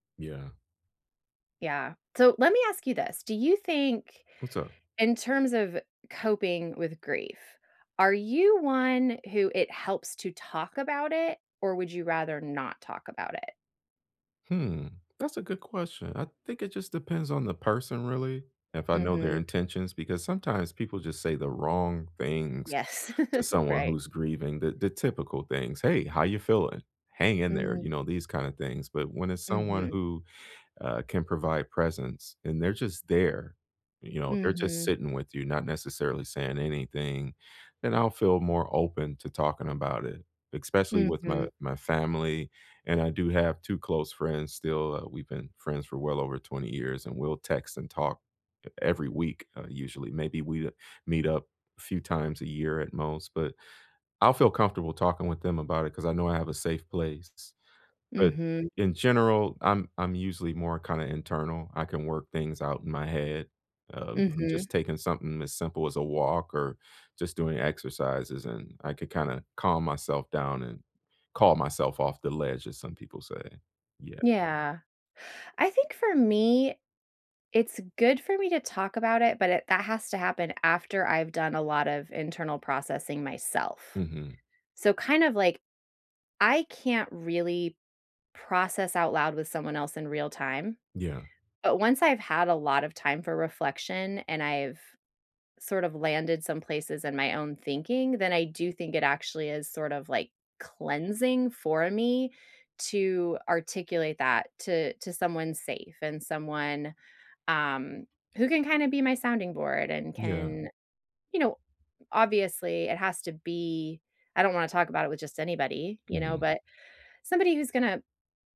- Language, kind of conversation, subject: English, unstructured, What helps people cope with losing someone?
- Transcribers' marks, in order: giggle; "especially" said as "expecially"